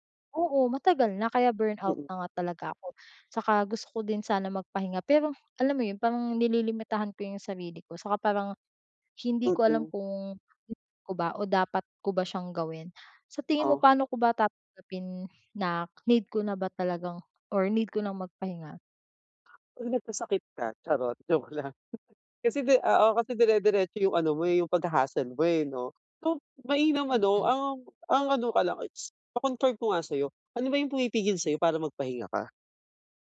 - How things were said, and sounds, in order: tapping; unintelligible speech; chuckle
- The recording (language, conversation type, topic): Filipino, advice, Paano ko tatanggapin ang aking mga limitasyon at matutong magpahinga?